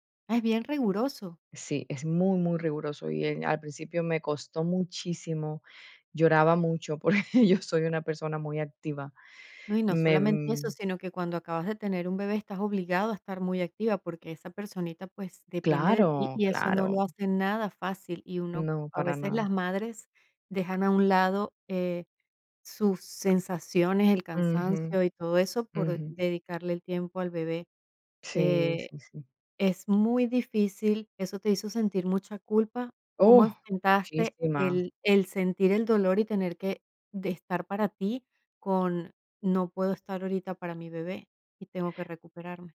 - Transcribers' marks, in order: laughing while speaking: "porque yo"; tapping; other background noise
- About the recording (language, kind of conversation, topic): Spanish, podcast, ¿Cuándo te diste permiso para descansar de verdad por primera vez?